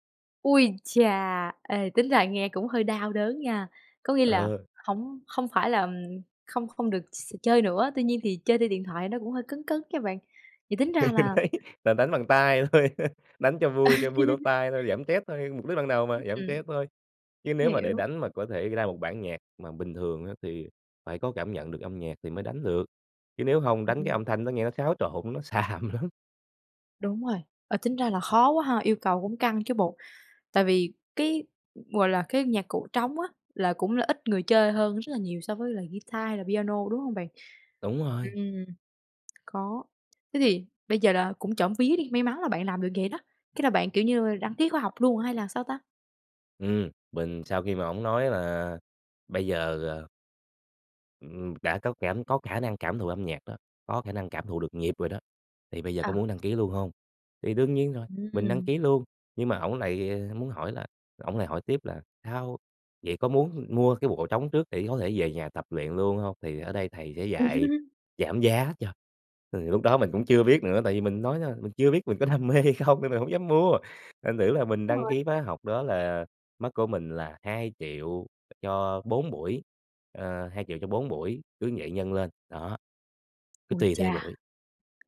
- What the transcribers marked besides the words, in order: tapping; laugh; laughing while speaking: "Đấy"; laughing while speaking: "thôi"; laugh; laughing while speaking: "xàm lắm"; laugh; laughing while speaking: "đam mê hay không"
- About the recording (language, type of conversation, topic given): Vietnamese, podcast, Bạn có thể kể về lần bạn tình cờ tìm thấy đam mê của mình không?